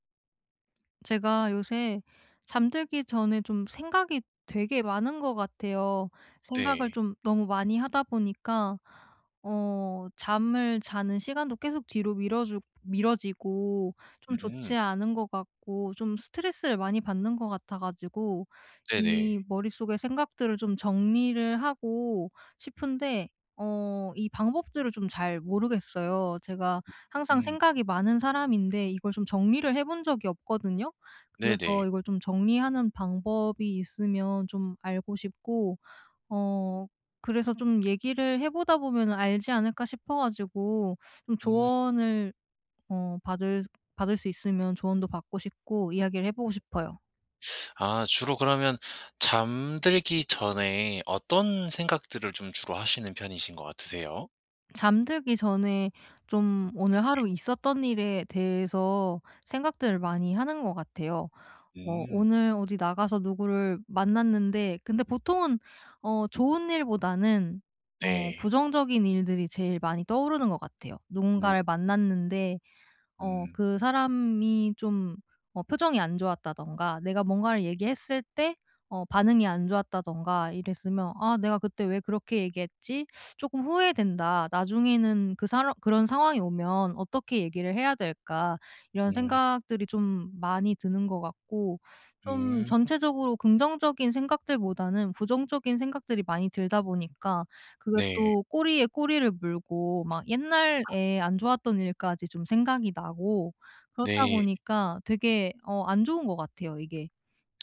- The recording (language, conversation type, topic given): Korean, advice, 잠들기 전에 머릿속 생각을 어떻게 정리하면 좋을까요?
- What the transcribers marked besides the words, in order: other background noise; tapping